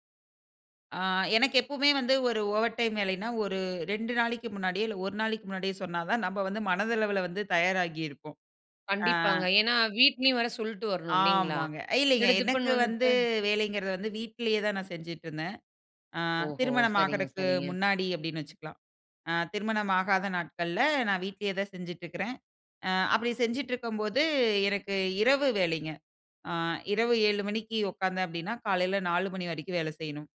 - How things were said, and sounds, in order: in English: "ஓவர் டைம்"
- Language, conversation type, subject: Tamil, podcast, அடிக்கடி கூடுதல் வேலை நேரம் செய்ய வேண்டிய நிலை வந்தால் நீங்கள் என்ன செய்வீர்கள்?